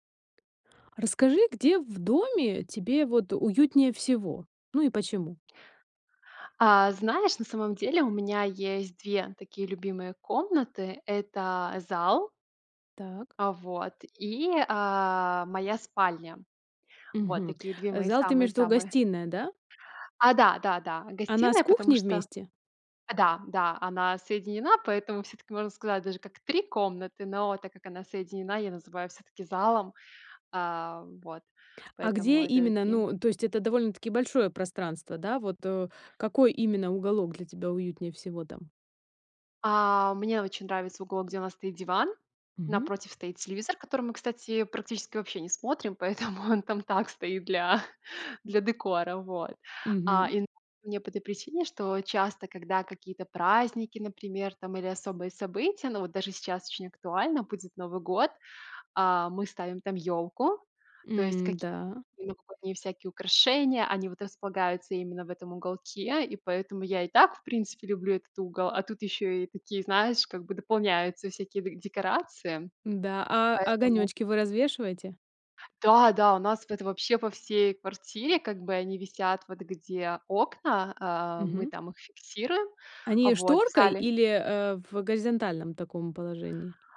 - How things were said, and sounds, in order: tapping; other noise
- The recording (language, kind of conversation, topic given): Russian, podcast, Где в доме тебе уютнее всего и почему?